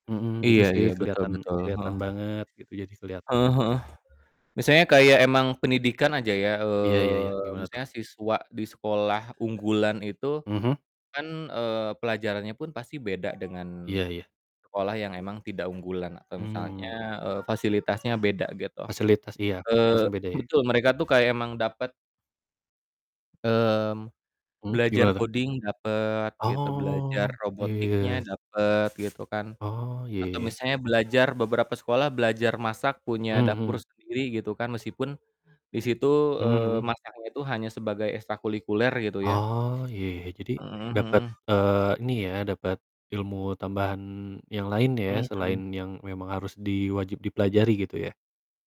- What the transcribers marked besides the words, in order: other background noise; in English: "coding"; distorted speech
- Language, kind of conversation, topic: Indonesian, unstructured, Bagaimana menurutmu teknologi dapat memperburuk kesenjangan sosial?